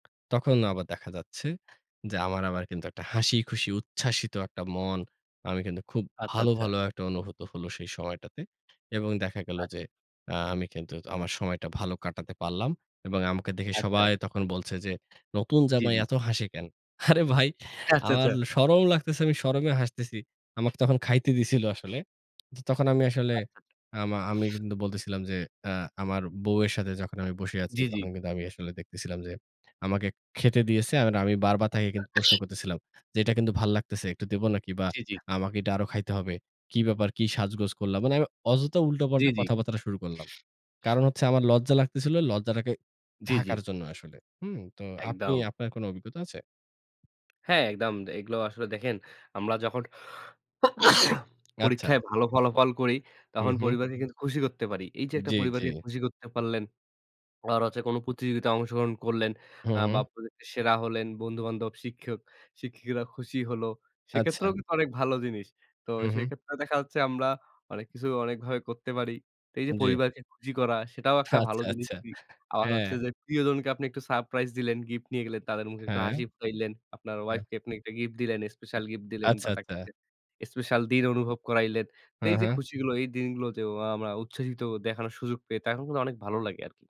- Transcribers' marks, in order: other background noise; "আচ্ছা" said as "আচ্ছ"; joyful: "আরে ভাই"; laughing while speaking: "আচ্ছা, আচ্ছা"; sneeze; sneeze; "শিক্ষক-শিক্ষিকারা" said as "শিক্ষিকীরা"; tapping; laughing while speaking: "আচ্ছা, আচ্ছা"
- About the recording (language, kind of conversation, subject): Bengali, unstructured, আপনি কখন সবচেয়ে বেশি খুশি থাকেন?
- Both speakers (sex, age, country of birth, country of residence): male, 20-24, Bangladesh, Bangladesh; male, 25-29, Bangladesh, Bangladesh